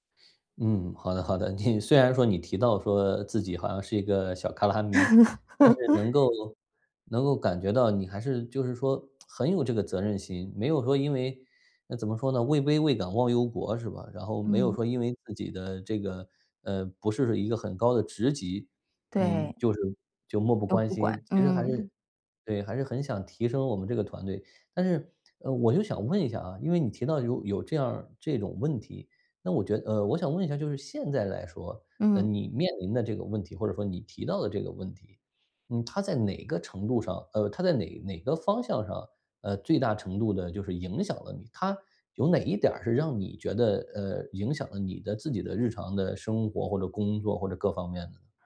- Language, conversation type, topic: Chinese, advice, 我们如何建立安全的反馈环境，让团队敢于分享真实想法？
- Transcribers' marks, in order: laughing while speaking: "你"; laugh; laughing while speaking: "卡拉米"